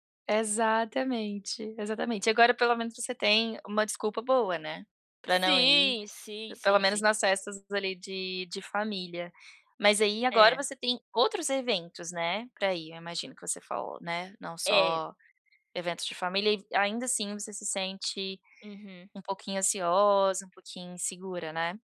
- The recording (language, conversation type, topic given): Portuguese, advice, Como posso lidar com a ansiedade antes e durante eventos e reuniões sociais?
- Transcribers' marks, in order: tapping